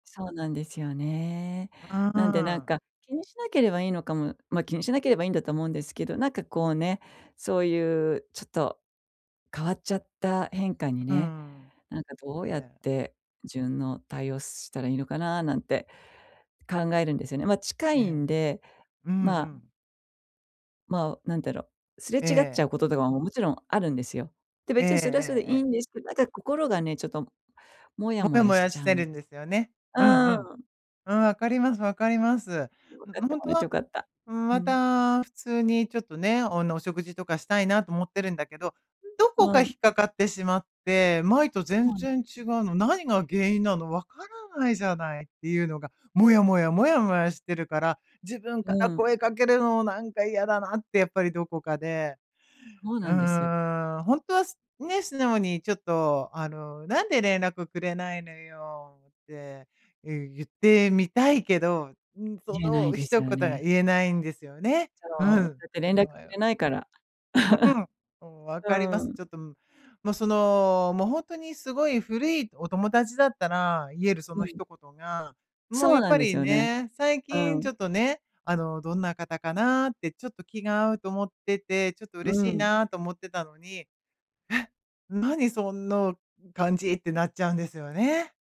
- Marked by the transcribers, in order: tapping; other noise; chuckle
- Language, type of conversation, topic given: Japanese, advice, 人間関係の変化に柔軟に対応する方法